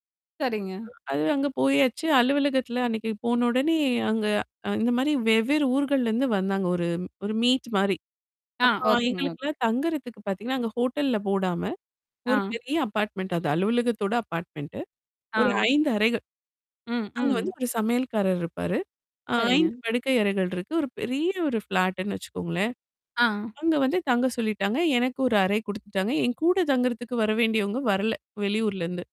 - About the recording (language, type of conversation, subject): Tamil, podcast, முதல் முறையாக தனியாக தங்கிய அந்த இரவில் உங்களுக்கு ஏற்பட்ட உணர்வுகளைப் பற்றி சொல்ல முடியுமா?
- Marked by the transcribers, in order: static; unintelligible speech; in English: "மீட்"; distorted speech; in English: "அபார்ட்மெண்ட்"; in English: "அப்பார்ட்மெண்ட்"; other background noise; in English: "ஃப்ளாட்டுன்னு"